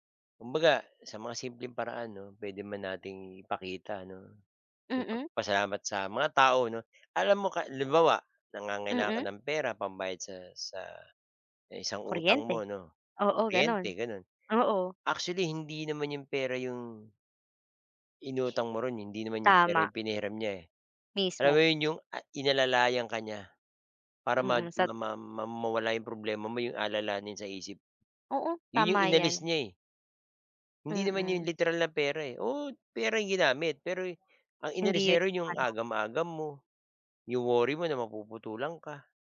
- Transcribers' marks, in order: none
- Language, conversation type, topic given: Filipino, unstructured, Paano mo ipinapakita ang pasasalamat mo sa mga taong tumutulong sa iyo?